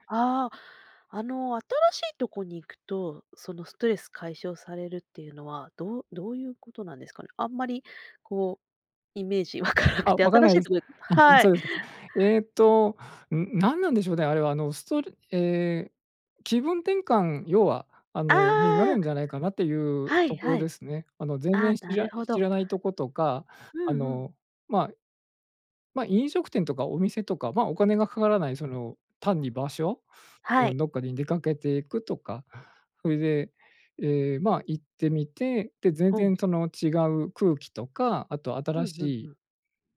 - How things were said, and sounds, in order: laughing while speaking: "わかなくて"; other background noise; tapping
- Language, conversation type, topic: Japanese, podcast, ストレスがたまったとき、普段はどのように対処していますか？